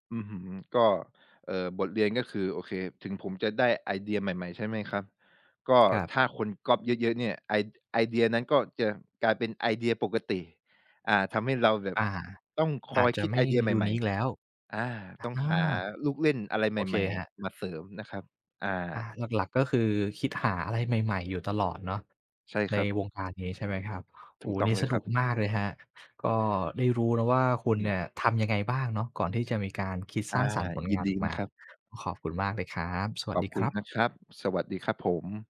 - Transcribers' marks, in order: other background noise; tapping
- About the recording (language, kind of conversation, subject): Thai, podcast, ก่อนเริ่มทำงานสร้างสรรค์ คุณมีพิธีกรรมอะไรเป็นพิเศษไหม?